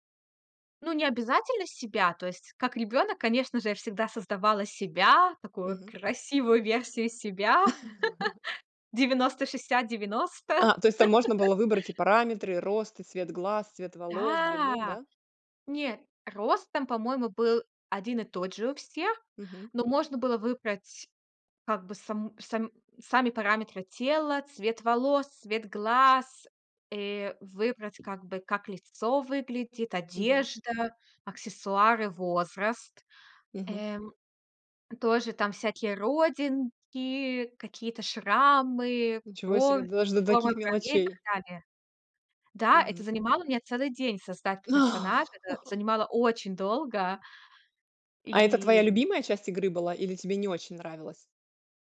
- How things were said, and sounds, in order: chuckle; tapping; laugh; laugh; other background noise; gasp; chuckle
- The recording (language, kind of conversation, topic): Russian, podcast, В каких играх ты можешь потеряться на несколько часов подряд?
- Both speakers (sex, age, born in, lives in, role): female, 25-29, Russia, United States, guest; female, 40-44, Russia, Italy, host